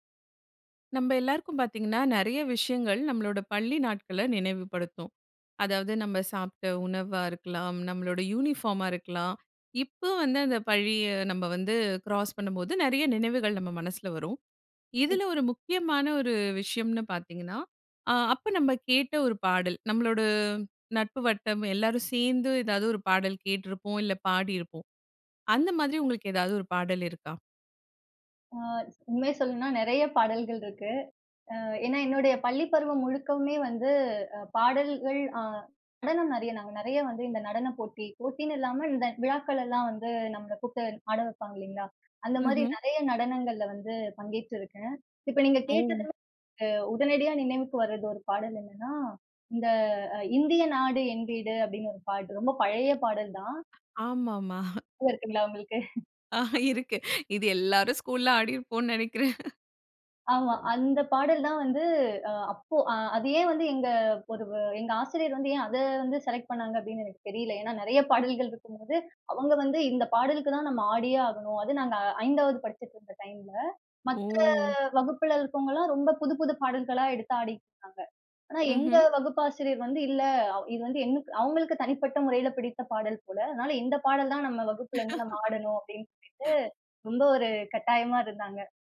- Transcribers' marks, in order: other background noise; drawn out: "நம்மளோட"; chuckle; laughing while speaking: "ஆஹ, இருக்கு. இது எல்லாரும் ஸ்கூல்‌ல ஆடியிருப்போனு நினைக்கிறேன்"; laugh
- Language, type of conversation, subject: Tamil, podcast, ஒரு பாடல் உங்களுக்கு பள்ளி நாட்களை நினைவுபடுத்துமா?